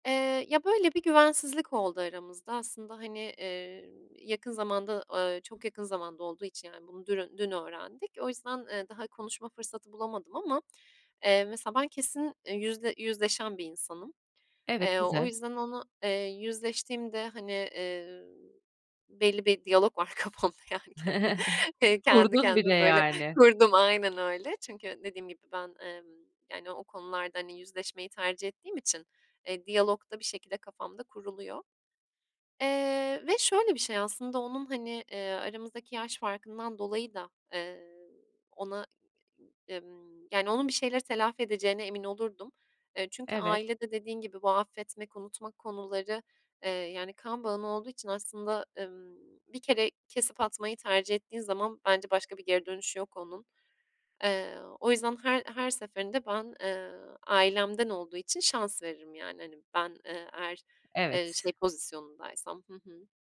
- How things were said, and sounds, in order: laughing while speaking: "kafamda yani kendi"; chuckle; unintelligible speech
- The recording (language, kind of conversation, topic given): Turkish, podcast, Sence affetmekle unutmak arasındaki fark nedir?